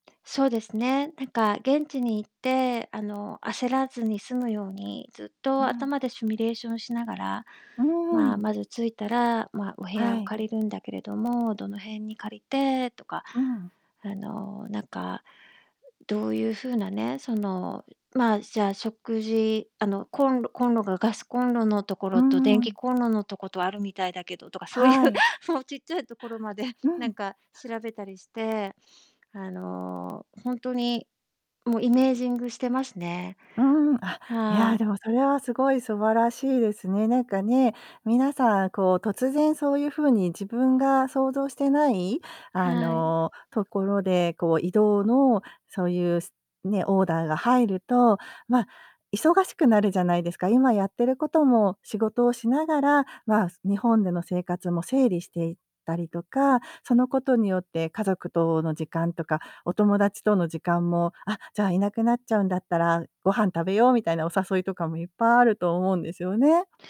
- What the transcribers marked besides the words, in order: distorted speech; "シミュレーション" said as "シュミュレーション"; tapping; laughing while speaking: "そういう"
- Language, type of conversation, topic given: Japanese, advice, 長年住んだ街を離れて引っ越すことになった経緯や、今の気持ちについて教えていただけますか？